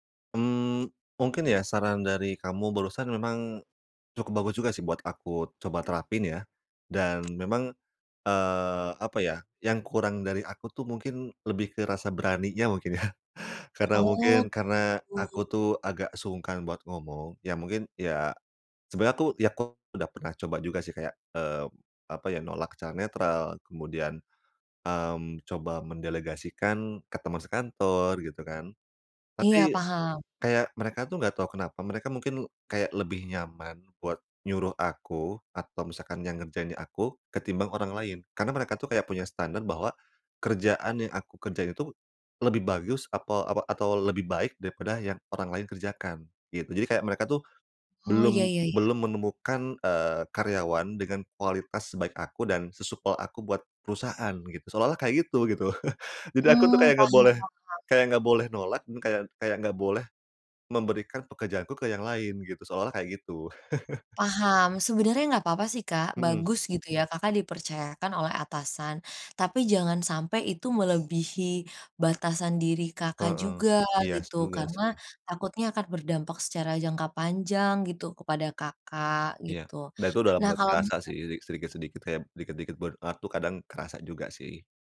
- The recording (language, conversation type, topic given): Indonesian, advice, Bagaimana cara menentukan prioritas tugas ketika semuanya terasa mendesak?
- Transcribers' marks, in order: other background noise; laughing while speaking: "mungkin ya"; chuckle; chuckle; in English: "burn out"